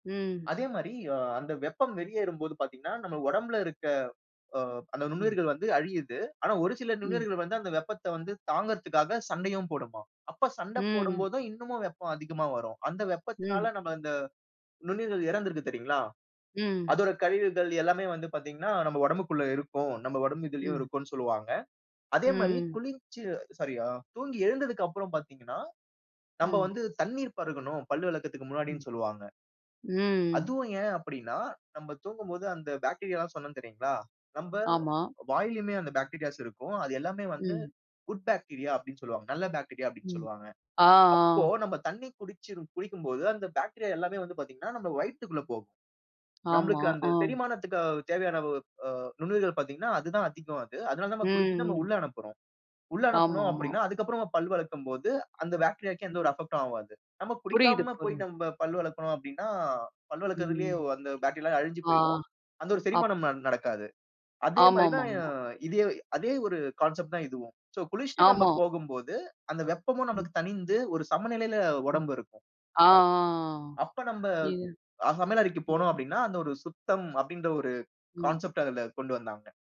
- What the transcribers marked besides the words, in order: drawn out: "ம்"; in English: "பாக்டீரியால்லாம்"; in English: "பாக்டீரியாஸ்"; in English: "குட் பாக்டீரியா"; in English: "பாக்டீரியா"; in English: "பாக்டீரியா"; tapping; in English: "பாக்டீரியாவுக்கு"; other background noise; in English: "அஃபெக்ட்"; unintelligible speech; in English: "பாக்டீரியா"; in English: "கான்செப்ட்"; in English: "சோ"; in English: "கான்செப்ட்"
- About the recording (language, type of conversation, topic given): Tamil, podcast, சமையலைத் தொடங்குவதற்கு முன் உங்கள் வீட்டில் கடைப்பிடிக்கும் மரபு என்ன?